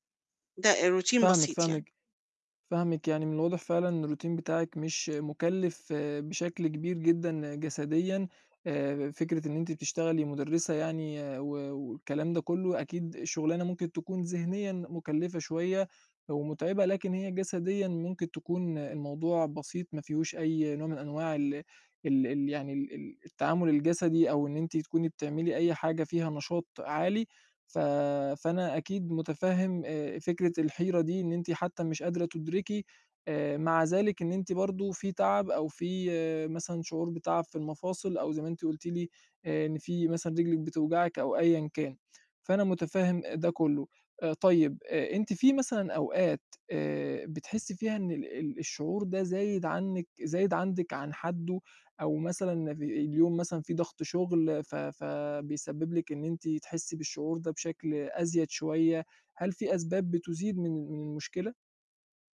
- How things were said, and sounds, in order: in English: "Routine"; in English: "الRoutine"
- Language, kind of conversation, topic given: Arabic, advice, إزاي أفرق ببساطة بين إحساس التعب والإرهاق النفسي؟